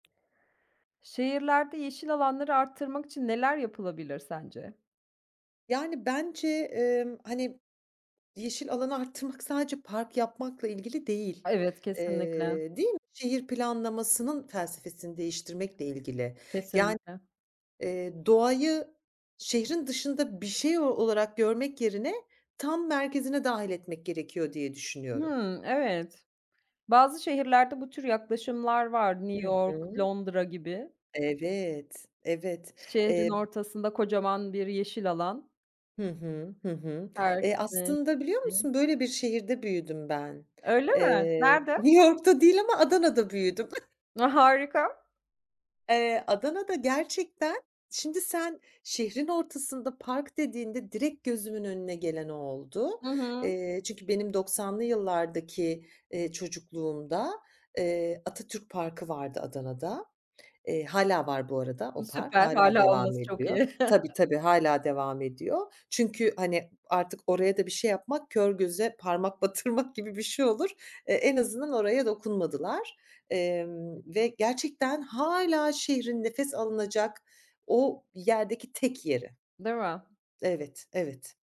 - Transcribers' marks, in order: other background noise; tapping; chuckle; chuckle; stressed: "tek"
- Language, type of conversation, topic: Turkish, podcast, Şehirlerde yeşil alanları artırmak için neler yapılabilir?